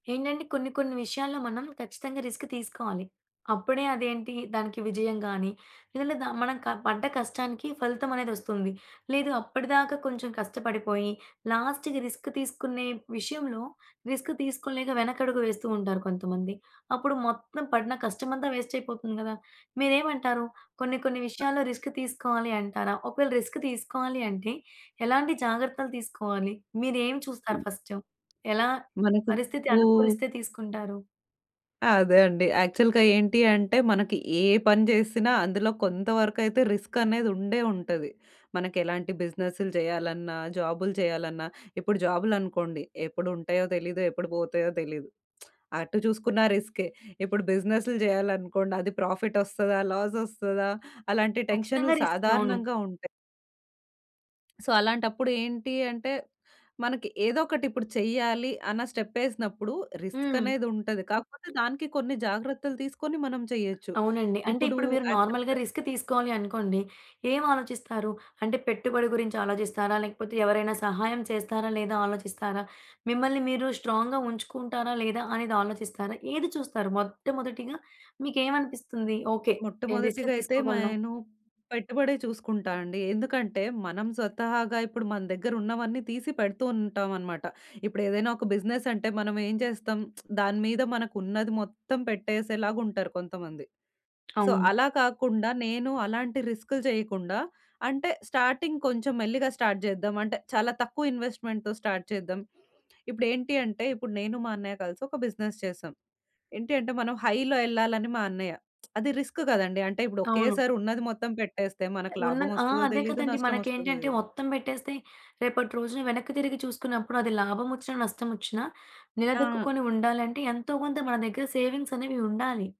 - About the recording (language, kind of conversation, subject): Telugu, podcast, రిస్క్ తీసేటప్పుడు మీరు ముందుగా ఏ విషయాలను పరిశీలిస్తారు?
- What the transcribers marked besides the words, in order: in English: "రిస్క్"; in English: "లాస్ట్‌కి రిస్క్"; in English: "రిస్క్"; other background noise; in English: "రిస్క్"; in English: "రిస్క్"; in English: "ఫస్ట్?"; tapping; in English: "యాక్చువల్‌గా"; lip smack; in English: "సో"; in English: "యాక్చువల్‌గా"; in English: "నార్మల్‌గా రిస్క్"; in English: "స్ట్రాంగ్‌గా"; in English: "రిస్క్"; lip smack; in English: "సో"; in English: "స్టార్టింగ్"; in English: "స్టార్ట్"; in English: "ఇన్వెస్ట్‌మెంట్‌తో స్టార్ట్"; in English: "బిజినెస్"; in English: "హై‌లో"; lip smack; in English: "రిస్క్"